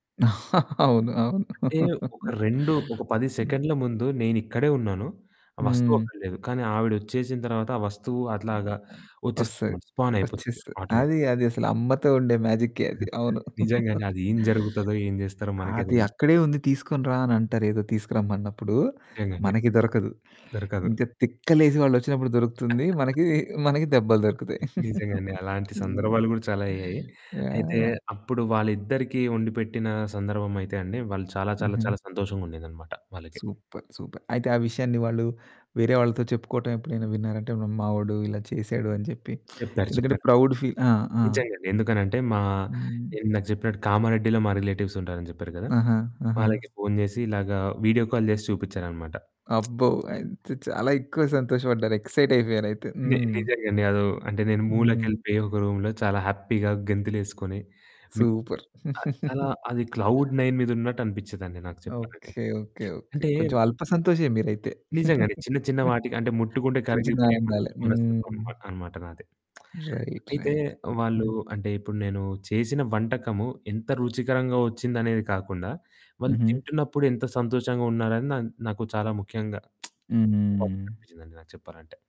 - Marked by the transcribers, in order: laughing while speaking: "అవును. అవును"; in English: "ఆటోమేటిక్"; giggle; laugh; giggle; chuckle; other background noise; in English: "సూపర్, సూపర్"; lip smack; in English: "ప్రౌడ్ ఫీల్"; in English: "రిలేటివ్స్"; in English: "వీడియో కాల్"; lip smack; in English: "ఎక్సైట్"; in English: "రూమ్‌లో"; in English: "హ్యాపీ‌గా"; in English: "సూపర్"; chuckle; in English: "క్లౌడ్ నైన్"; giggle; distorted speech; in English: "రైట్, రైట్"; lip smack
- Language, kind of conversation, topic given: Telugu, podcast, నీ వంటకంతో ఎవరికైనా ప్రేమను చూపించిన అనుభవాన్ని చెప్పగలవా?